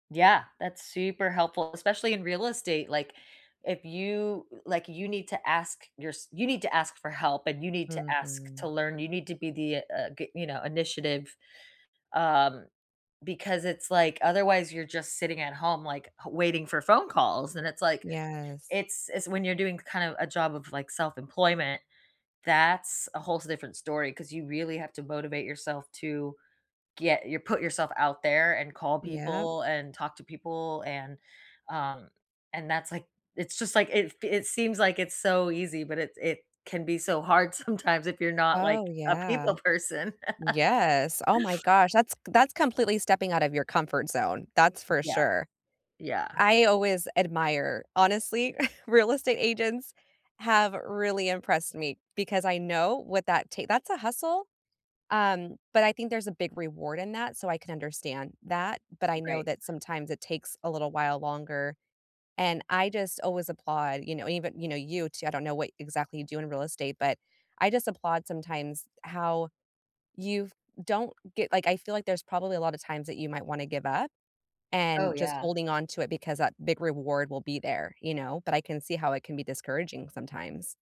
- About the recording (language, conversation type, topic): English, unstructured, What advice would you give to someone who is starting a new job?
- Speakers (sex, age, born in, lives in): female, 40-44, United States, United States; female, 40-44, United States, United States
- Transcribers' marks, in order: laughing while speaking: "sometimes"; laughing while speaking: "people person"; laugh; chuckle